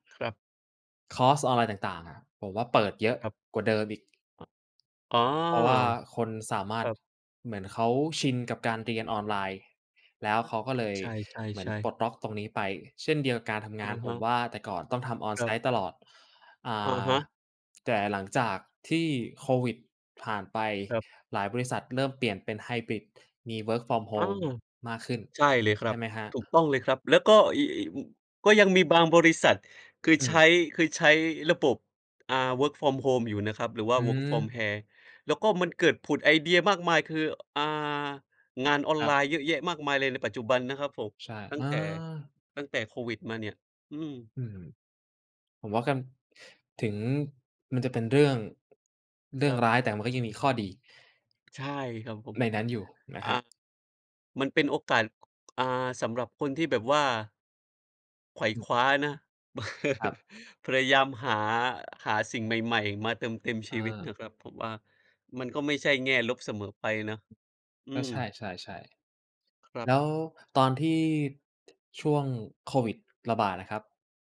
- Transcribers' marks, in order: tapping; other background noise; chuckle
- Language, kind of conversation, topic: Thai, unstructured, โควิด-19 เปลี่ยนแปลงโลกของเราไปมากแค่ไหน?